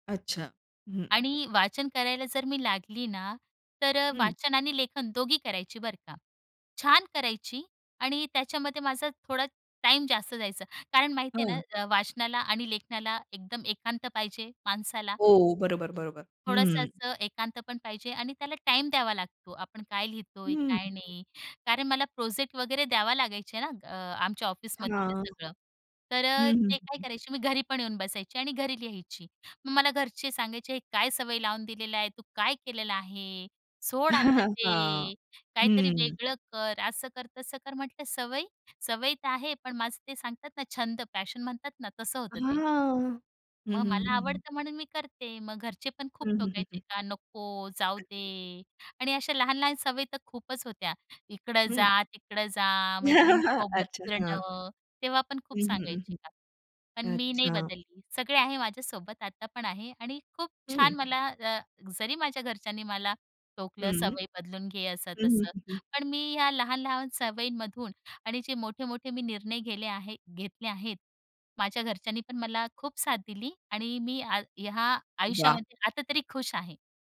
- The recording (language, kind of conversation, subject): Marathi, podcast, लहान सवयींमध्ये केलेले छोटे बदल तुमचे जीवन कसे बदलू शकतात?
- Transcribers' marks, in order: other background noise; laugh; in English: "पॅशन"; laugh; tapping